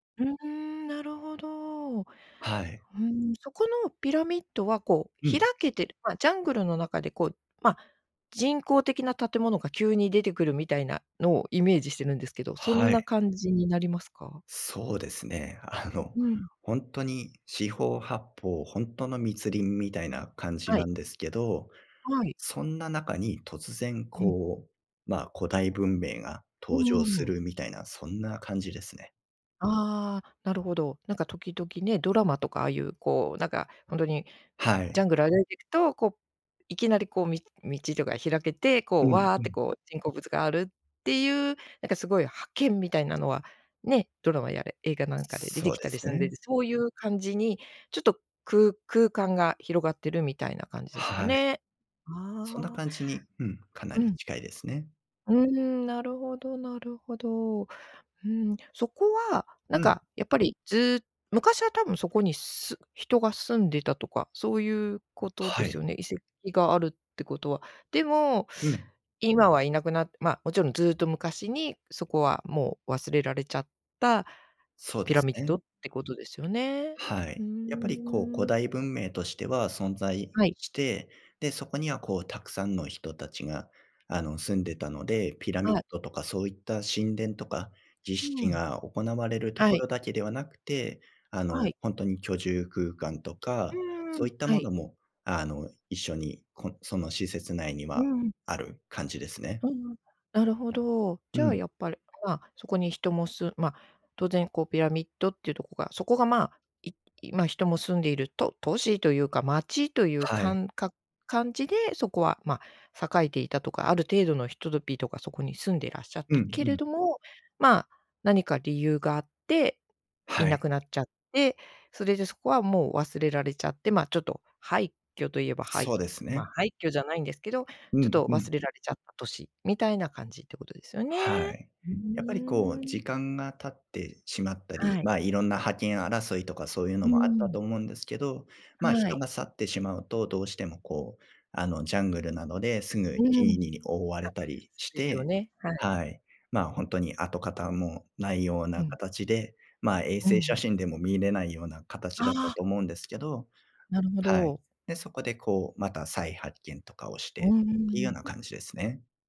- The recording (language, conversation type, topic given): Japanese, podcast, 旅で見つけた秘密の場所について話してくれますか？
- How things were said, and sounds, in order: other background noise